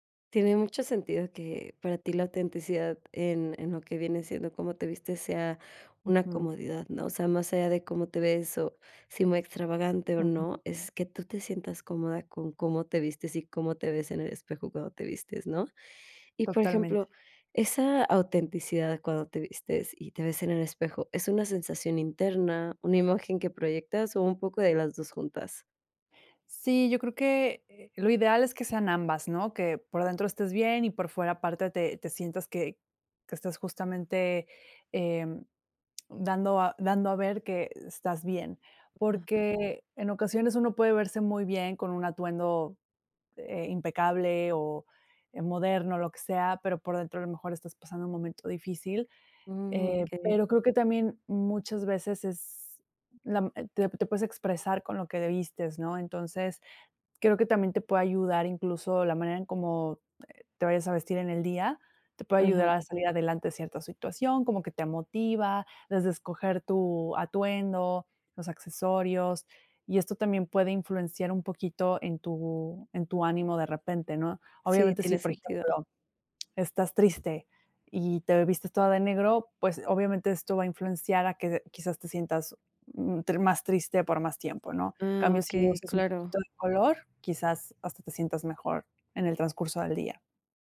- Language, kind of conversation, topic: Spanish, podcast, ¿Qué te hace sentir auténtico al vestirte?
- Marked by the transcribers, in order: none